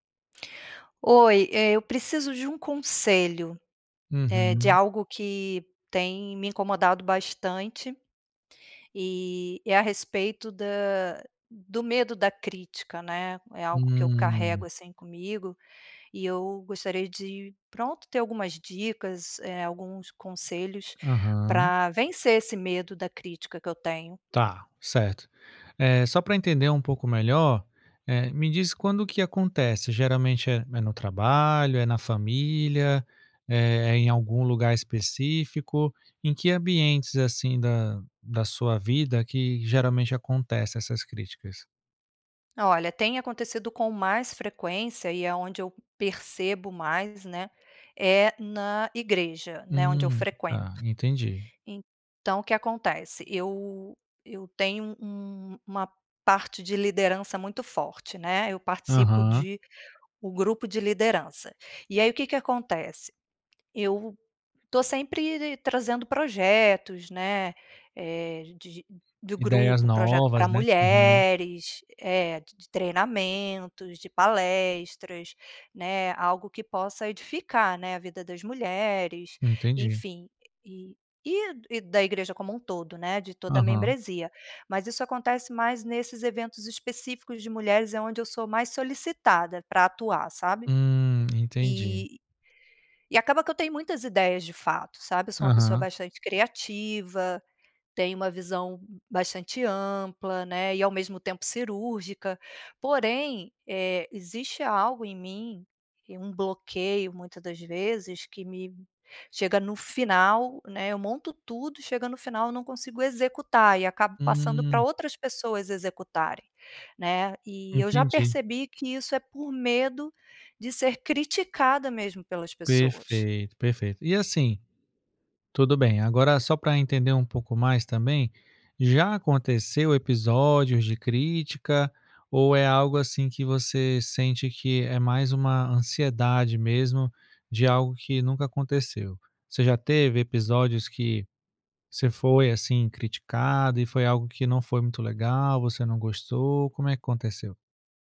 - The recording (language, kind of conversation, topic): Portuguese, advice, Como posso expressar minha criatividade sem medo de críticas?
- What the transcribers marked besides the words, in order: none